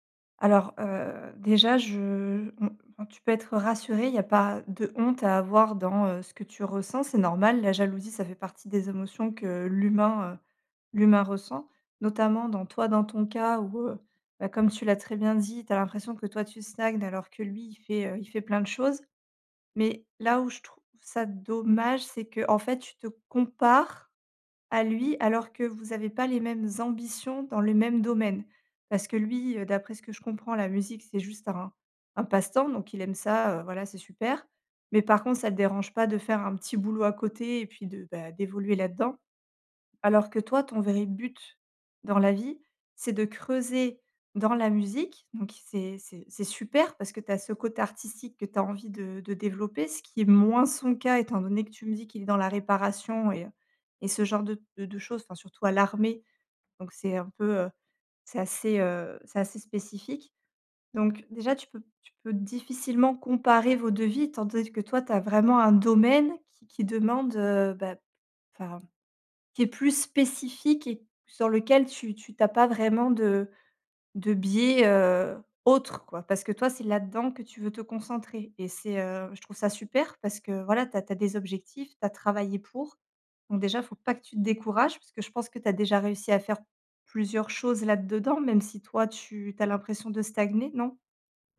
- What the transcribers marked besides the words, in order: tapping
- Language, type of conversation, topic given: French, advice, Comment gères-tu la jalousie que tu ressens face à la réussite ou à la promotion d’un ami ?